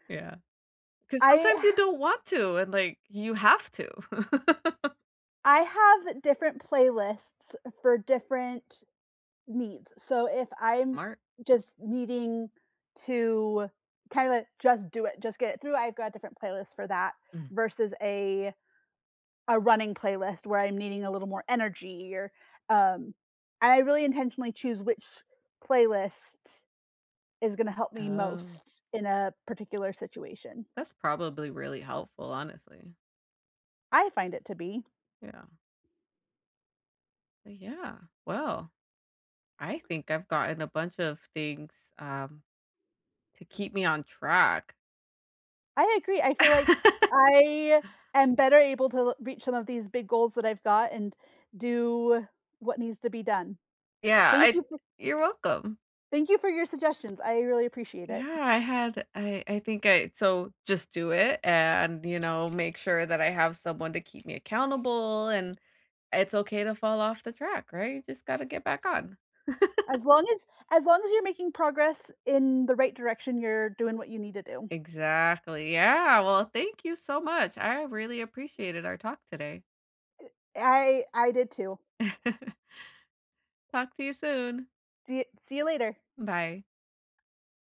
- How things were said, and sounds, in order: exhale; laugh; "Smart" said as "mart"; other background noise; tapping; laugh; laugh; chuckle
- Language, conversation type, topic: English, unstructured, How do you stay motivated when working toward a big goal?
- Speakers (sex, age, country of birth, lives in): female, 35-39, United States, United States; female, 35-39, United States, United States